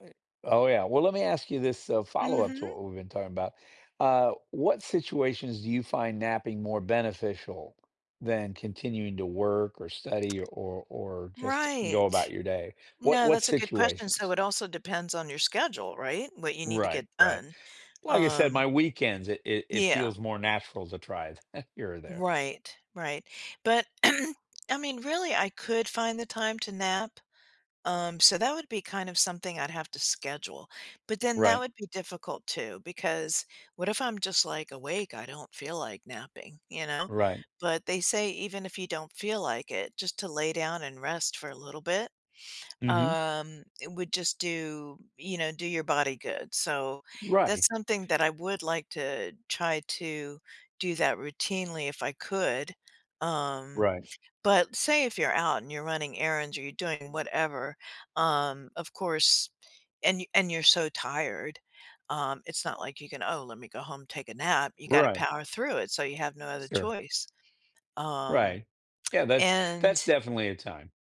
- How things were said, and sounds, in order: tapping; other background noise; chuckle; throat clearing
- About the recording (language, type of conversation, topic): English, unstructured, How do you decide when to rest versus pushing through tiredness during a busy day?
- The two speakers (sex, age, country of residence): female, 65-69, United States; male, 60-64, United States